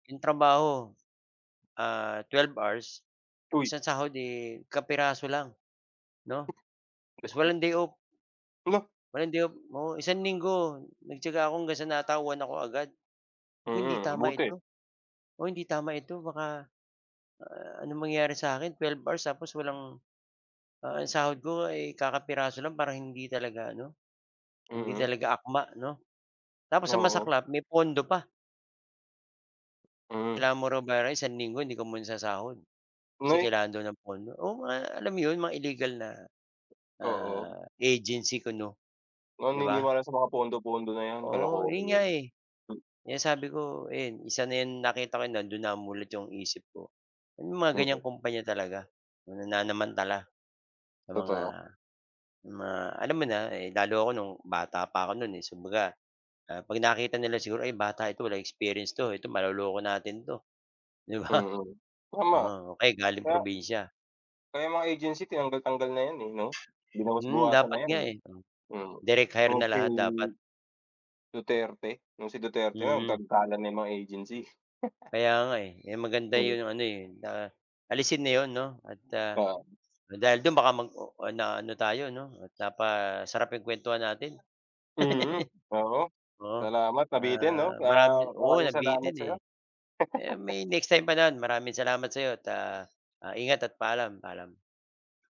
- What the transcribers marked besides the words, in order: other background noise; unintelligible speech; background speech; chuckle; chuckle; chuckle
- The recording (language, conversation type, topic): Filipino, unstructured, Ano ang masasabi mo tungkol sa pagtatrabaho nang lampas sa oras na walang bayad?